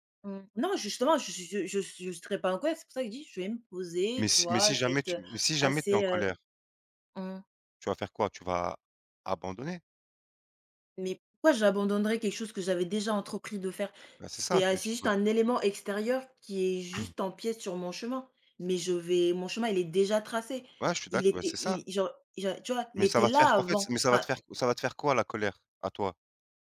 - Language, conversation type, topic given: French, unstructured, Penses-tu que la colère peut aider à atteindre un but ?
- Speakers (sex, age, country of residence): female, 20-24, France; male, 30-34, France
- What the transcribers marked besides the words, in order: stressed: "Non"; tapping; chuckle; stressed: "déjà"; stressed: "là"